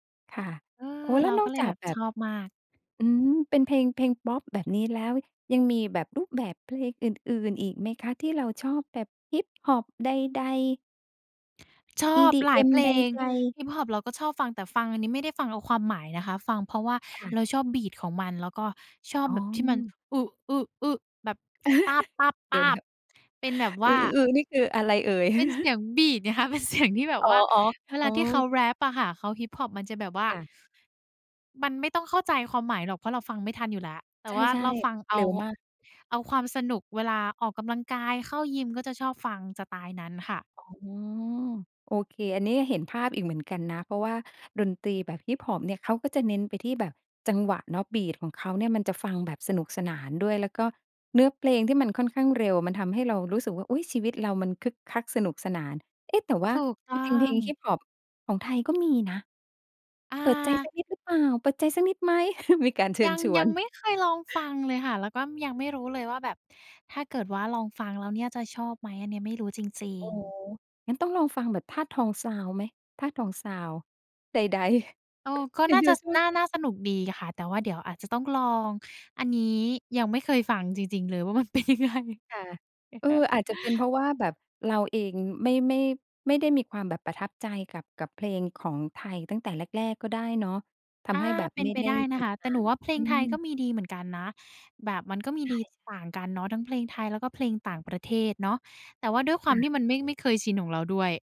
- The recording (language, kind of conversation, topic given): Thai, podcast, เพลงไทยหรือเพลงต่างประเทศ เพลงไหนสะท้อนความเป็นตัวคุณมากกว่ากัน?
- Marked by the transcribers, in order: in English: "Beat"; laugh; in English: "Beat"; chuckle; tapping; laughing while speaking: "เสียง"; drawn out: "อ๋อ"; in English: "Beat"; chuckle; chuckle; laughing while speaking: "มันเป็นยังไง"; chuckle